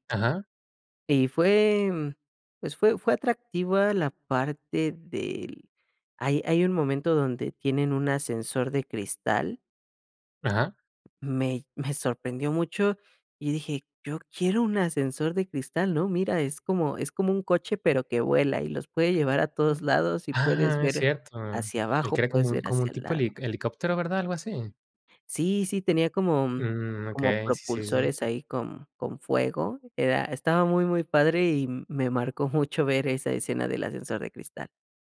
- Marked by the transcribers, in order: tapping
- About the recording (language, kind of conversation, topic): Spanish, podcast, ¿Qué película te marcó de joven y por qué?